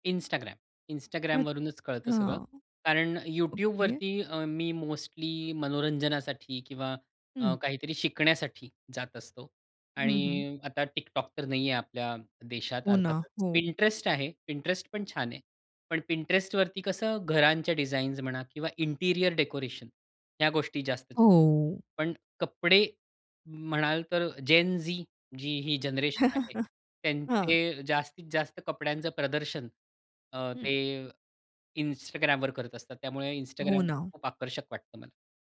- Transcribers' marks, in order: in English: "इंटिरियर"; unintelligible speech; tapping; chuckle; other background noise
- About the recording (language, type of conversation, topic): Marathi, podcast, सोशल मीडियामुळे तुमच्या कपड्यांच्या पसंतीत बदल झाला का?